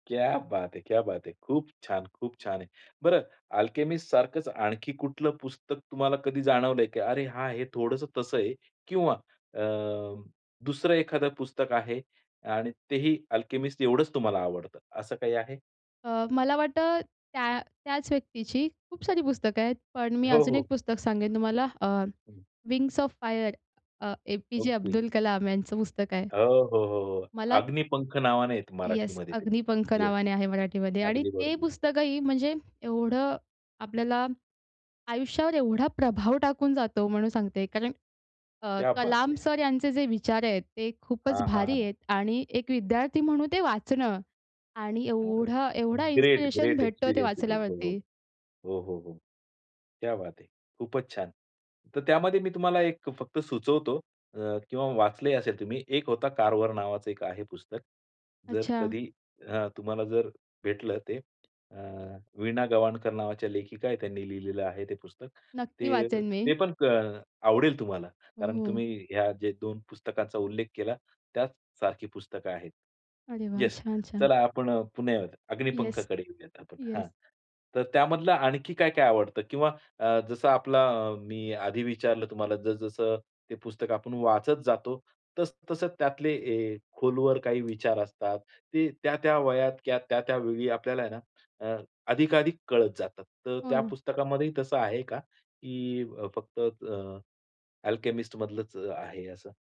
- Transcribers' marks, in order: in Hindi: "क्या बात है! क्या बात है!"; in Hindi: "क्या बात है!"; tapping; unintelligible speech; in Hindi: "क्या बात है!"
- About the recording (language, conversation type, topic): Marathi, podcast, कोणते पुस्तक किंवा गाणे वर्षानुवर्षे अधिक अर्थपूर्ण वाटू लागते?